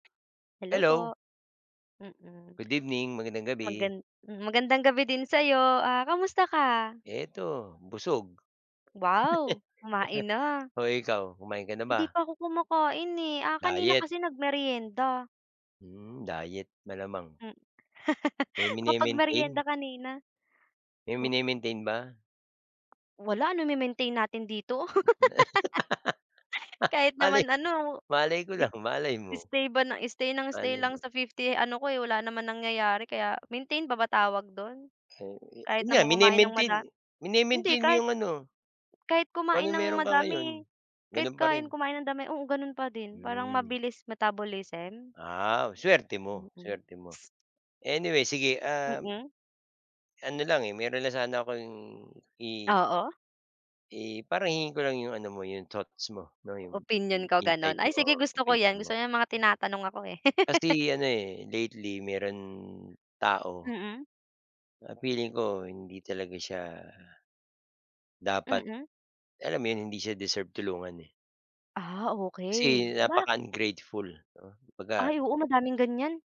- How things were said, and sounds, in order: other background noise; laugh; laugh; laugh; in English: "metabolism?"; in English: "thoughts"; in English: "insights"; laugh
- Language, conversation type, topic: Filipino, unstructured, Paano mo ipinapakita ang pasasalamat mo sa mga taong tumutulong sa iyo?